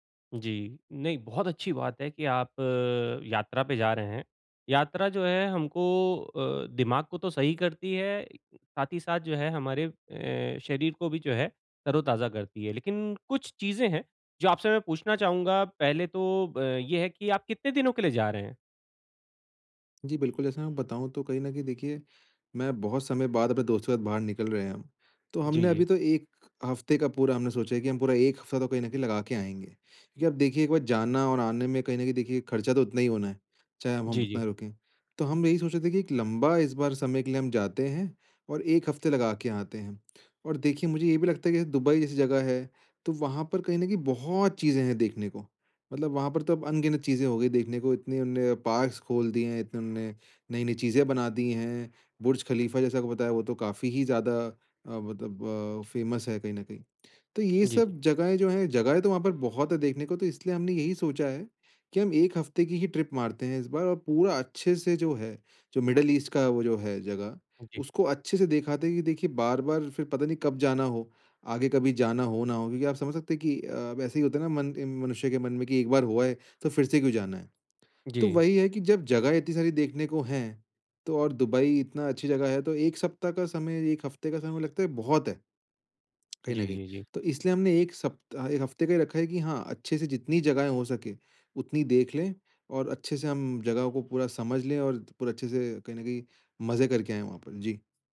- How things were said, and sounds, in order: in English: "पार्क्स"; in English: "फ़ेमस"; in English: "ट्रिप"; in English: "मिडल-ईस्ट"; tapping
- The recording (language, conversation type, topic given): Hindi, advice, सीमित समय में मैं अधिक स्थानों की यात्रा कैसे कर सकता/सकती हूँ?